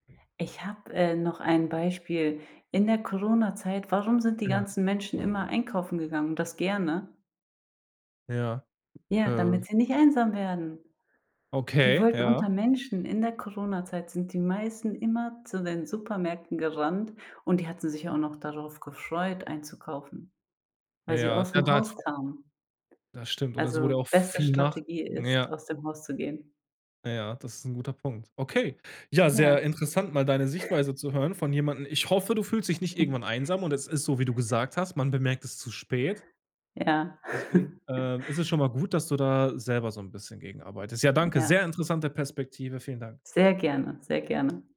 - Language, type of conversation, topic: German, podcast, Welche guten Wege gibt es, um Einsamkeit zu bekämpfen?
- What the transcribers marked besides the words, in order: put-on voice: "einsam"; other background noise; snort; chuckle; chuckle; stressed: "Sehr"